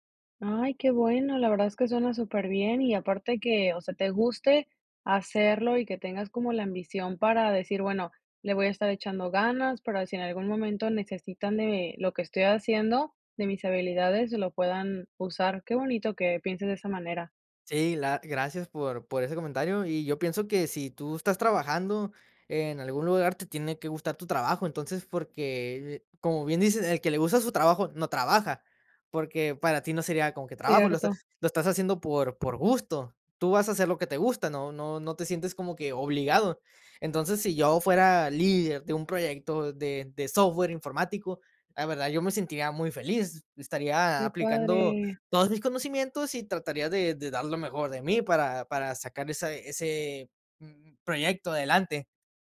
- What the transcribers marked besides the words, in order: none
- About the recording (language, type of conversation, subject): Spanish, podcast, ¿Qué hábitos diarios alimentan tu ambición?